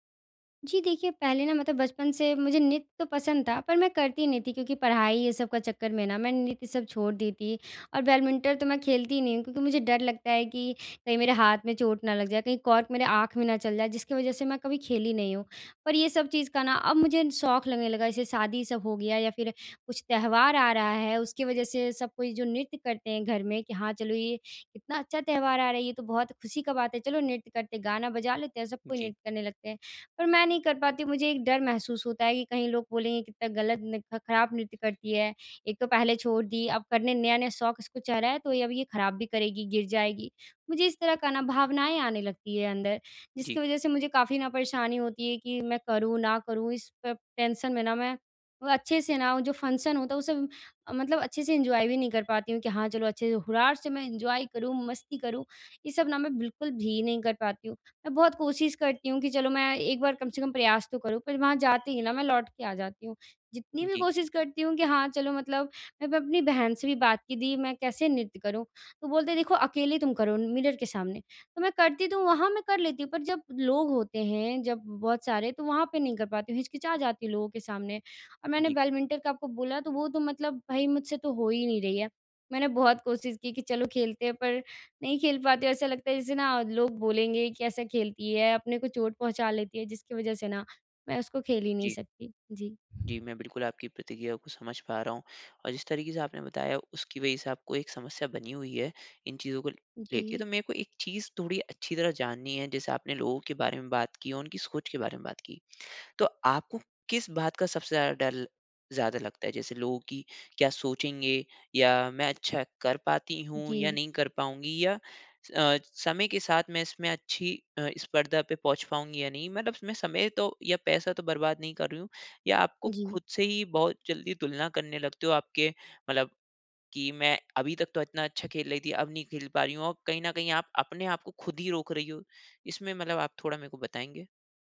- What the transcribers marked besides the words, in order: in English: "फ़ंक्शन"; in English: "एन्जॉय"; in English: "एन्जॉय"; horn; in English: "मिरर"; other background noise
- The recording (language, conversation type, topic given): Hindi, advice, मुझे नया शौक शुरू करने में शर्म क्यों आती है?